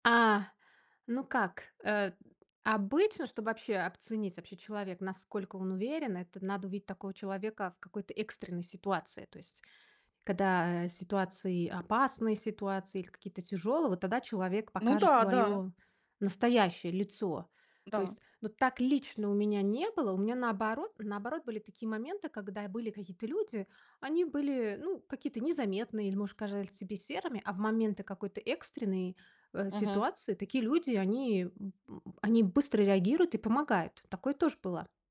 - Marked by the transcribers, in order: "оценить" said as "обценить"
- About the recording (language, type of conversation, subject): Russian, podcast, Какие простые привычки помогают тебе каждый день чувствовать себя увереннее?